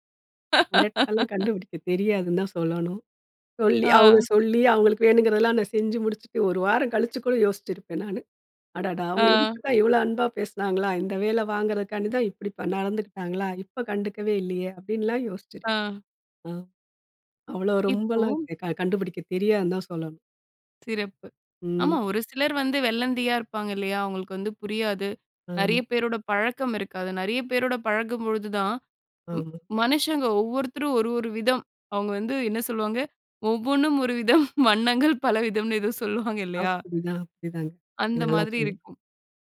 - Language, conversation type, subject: Tamil, podcast, அன்பை வெளிப்படுத்தும்போது சொற்களையா, செய்கைகளையா—எதையே நீங்கள் அதிகம் நம்புவீர்கள்?
- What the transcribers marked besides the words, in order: laugh; unintelligible speech; laughing while speaking: "கண்டுபுடிக்க தெரியாதுன்னு தான் சொல்லணும். சொல்லி … இவ்ளோ அன்பா பேசினாங்களா?"; laughing while speaking: "விதம் வண்ணங்கள் பலவிதம்ன்னு ஏதோ சொல்லுவாங்க இல்லையா?"